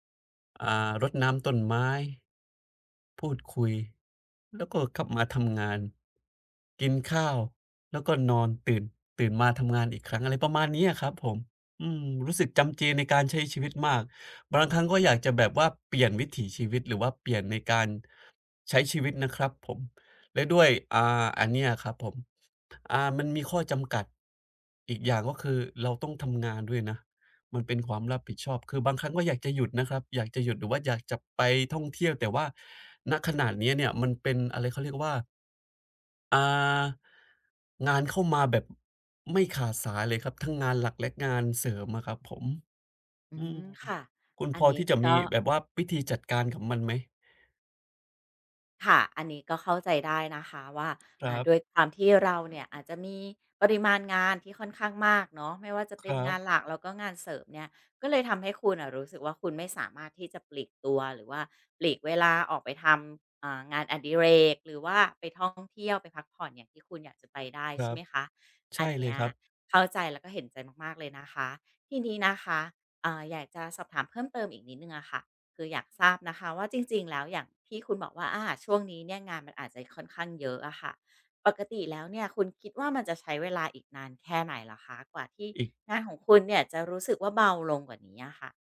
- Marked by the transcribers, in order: tapping; other noise
- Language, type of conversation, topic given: Thai, advice, จะหาคุณค่าในกิจวัตรประจำวันซ้ำซากและน่าเบื่อได้อย่างไร